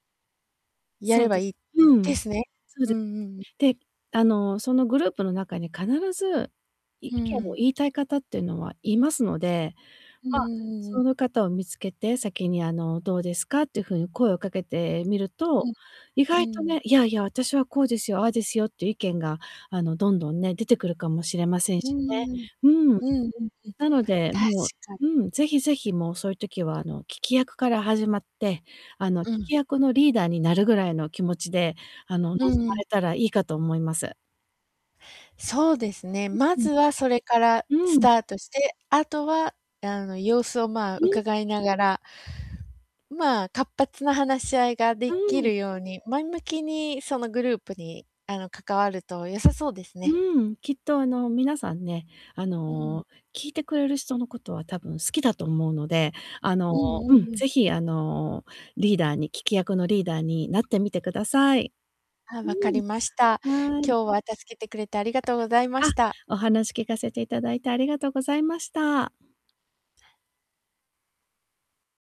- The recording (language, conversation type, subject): Japanese, advice, グループで意見が言いにくいときに、自然に発言するにはどうすればいいですか？
- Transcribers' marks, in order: distorted speech; static; other background noise; unintelligible speech; tapping